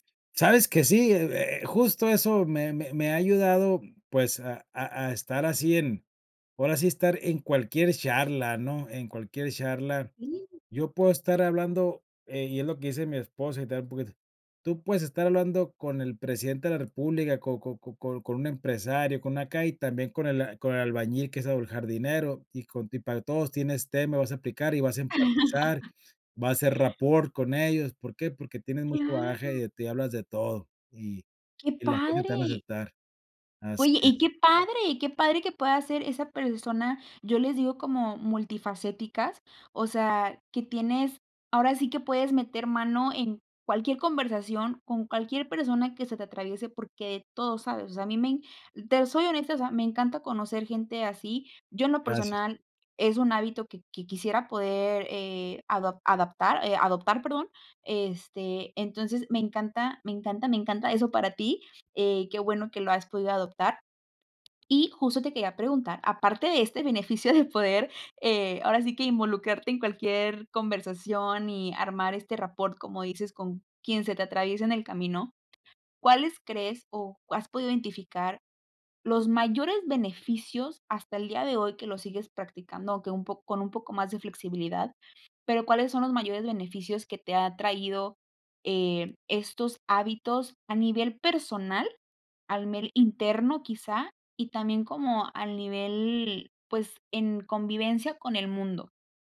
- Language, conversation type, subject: Spanish, podcast, ¿Qué hábito pequeño te ayudó a cambiar para bien?
- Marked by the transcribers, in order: laugh; other background noise; laughing while speaking: "beneficio"